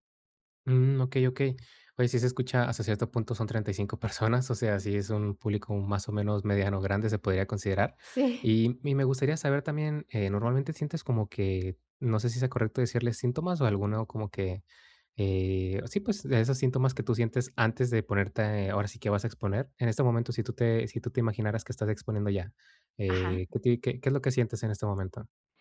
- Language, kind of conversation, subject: Spanish, advice, ¿Cómo puedo hablar en público sin perder la calma?
- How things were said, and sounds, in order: other background noise